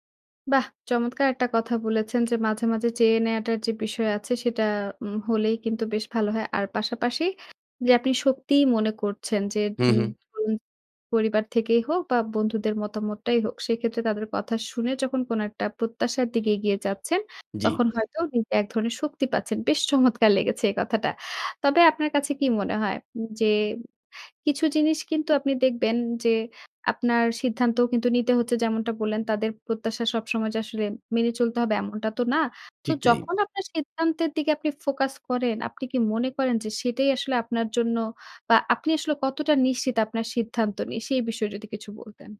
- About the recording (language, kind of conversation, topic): Bengali, podcast, কীভাবে পরিবার বা বন্ধুদের মতামত সামলে চলেন?
- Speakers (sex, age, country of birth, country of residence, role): female, 25-29, Bangladesh, Bangladesh, host; male, 40-44, Bangladesh, Bangladesh, guest
- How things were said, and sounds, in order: none